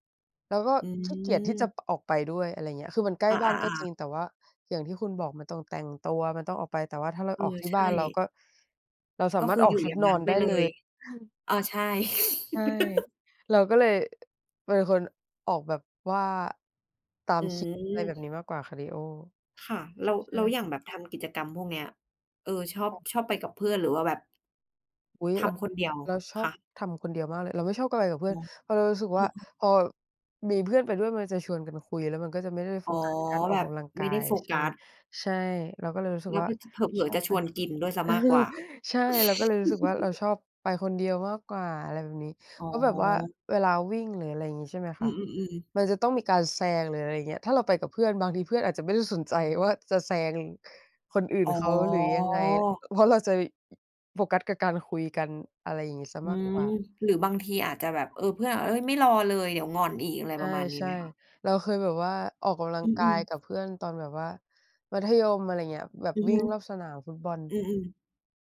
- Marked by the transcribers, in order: chuckle; chuckle; chuckle
- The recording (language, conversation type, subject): Thai, unstructured, กิจกรรมใดช่วยให้คุณรู้สึกผ่อนคลายมากที่สุด?